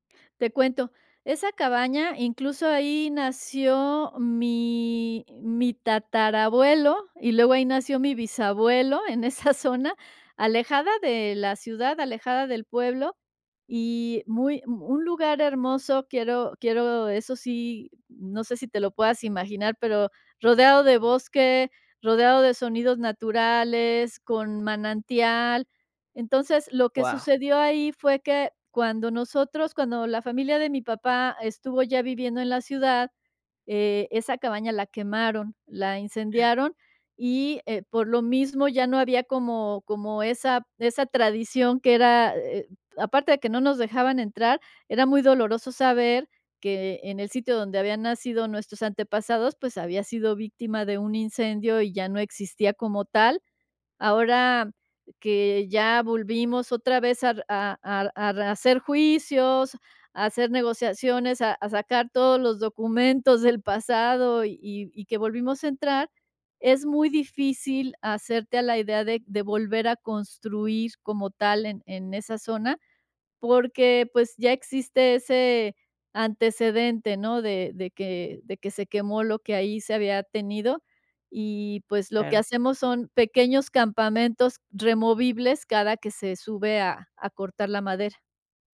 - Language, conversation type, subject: Spanish, podcast, ¿Qué tradición familiar sientes que más te representa?
- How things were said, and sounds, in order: laughing while speaking: "en esa zona"; other noise